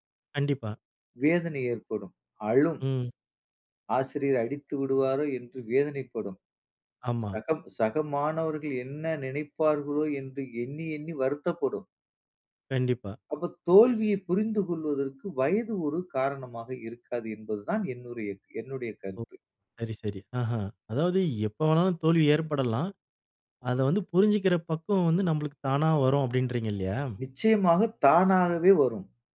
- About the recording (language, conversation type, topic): Tamil, podcast, தோல்வியால் மனநிலையை எப்படி பராமரிக்கலாம்?
- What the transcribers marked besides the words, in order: none